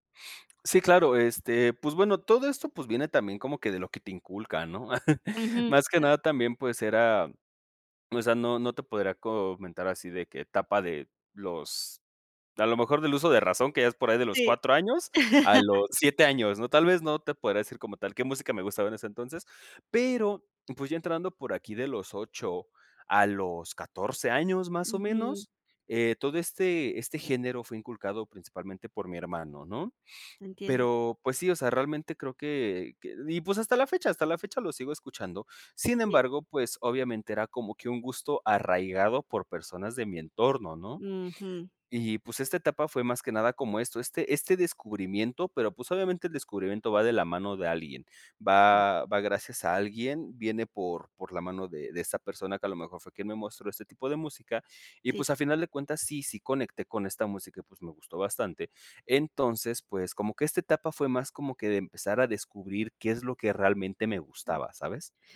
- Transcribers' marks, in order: "pues" said as "pus"; "pues" said as "pus"; chuckle; laugh; "pues" said as "pus"; "pues" said as "pus"; "pues" said as "pus"; "pues" said as "pus"; other noise; "pues" said as "pus"; "pues" said as "pus"
- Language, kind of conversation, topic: Spanish, podcast, ¿Cómo describirías la banda sonora de tu vida?